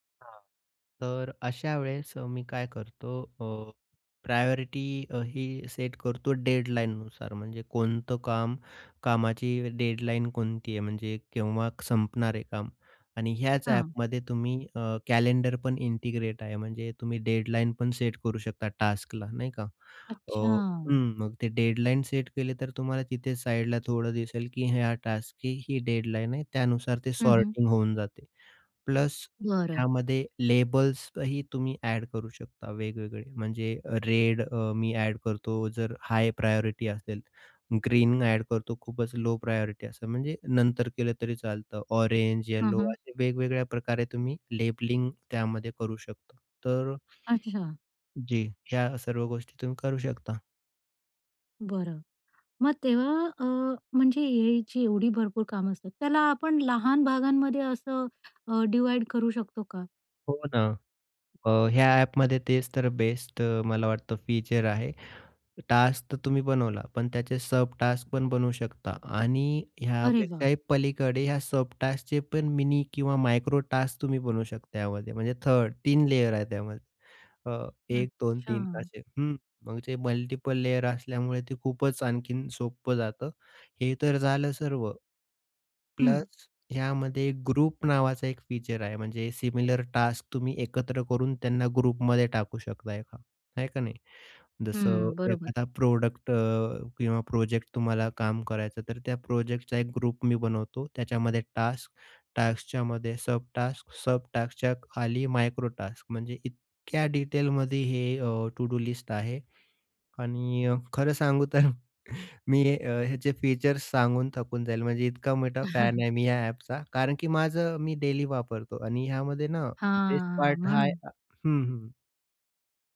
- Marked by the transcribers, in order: in English: "प्रायोरिटी"; in English: "इंटिग्रेट"; in English: "टास्कला"; in English: "टास्कची"; tapping; in English: "लेबल्सही"; in English: "हाय प्रायोरिटी"; in English: "लो प्रायोरिटी"; in English: "लेबलिंग"; other background noise; in English: "डिव्हाईड"; in English: "टास्क"; in English: "सबटास्क"; in English: "सबटास्कचे"; in English: "मायक्रोटास्क"; in English: "लेयर"; in English: "मल्टिपल लेयर"; in English: "ग्रुप"; in English: "सिमिलर टास्क"; in English: "ग्रुपमध्ये"; in English: "प्रॉडक्ट"; in English: "ग्रुप"; in English: "टास्क टास्कच्यामध्ये सबटास्क, सबटास्कच्या"; in English: "मायक्रोटास्क"; in English: "टू डू लिस्ट"; chuckle; chuckle; in English: "डेली"
- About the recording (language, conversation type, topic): Marathi, podcast, प्रभावी कामांची यादी तुम्ही कशी तयार करता?